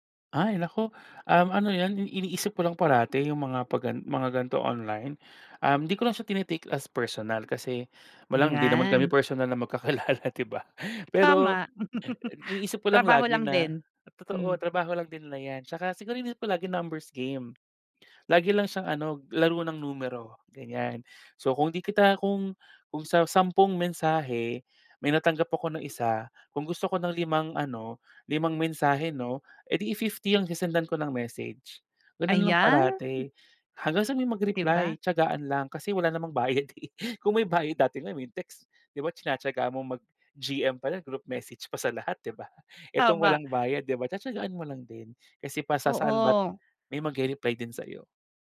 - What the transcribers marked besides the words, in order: laughing while speaking: "magkakilala, 'di ba?"; laugh; laughing while speaking: "bayad eh"
- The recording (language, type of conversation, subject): Filipino, podcast, Gaano kahalaga ang pagbuo ng mga koneksyon sa paglipat mo?
- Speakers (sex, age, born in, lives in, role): female, 35-39, Philippines, Finland, host; male, 30-34, Philippines, Philippines, guest